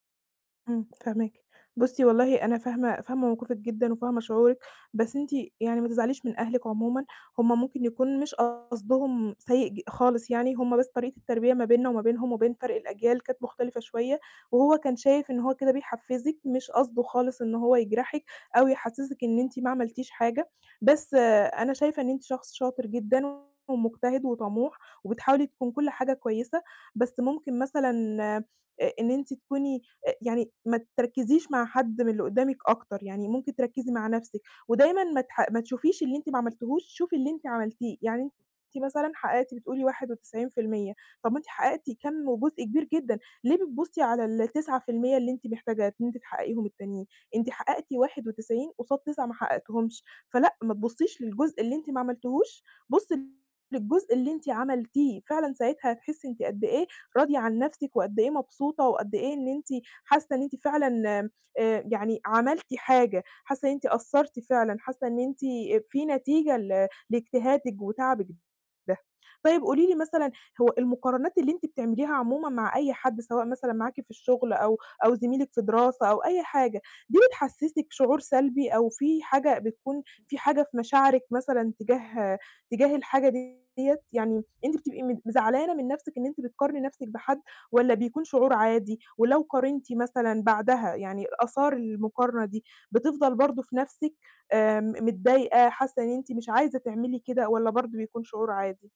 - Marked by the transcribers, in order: distorted speech
- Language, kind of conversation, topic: Arabic, advice, إزاي المقارنة بالناس بتقلّل ثقتي في نفسي وبتأثر على قدرتي أحقق أهدافي؟